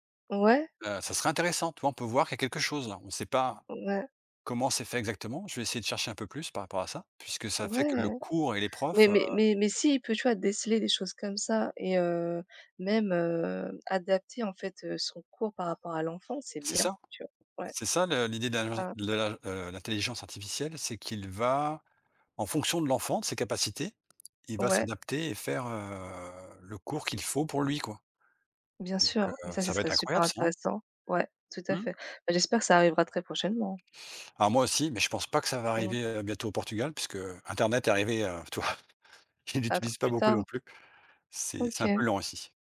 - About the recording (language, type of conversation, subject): French, unstructured, Comment les professeurs peuvent-ils rendre leurs cours plus intéressants ?
- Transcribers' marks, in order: tapping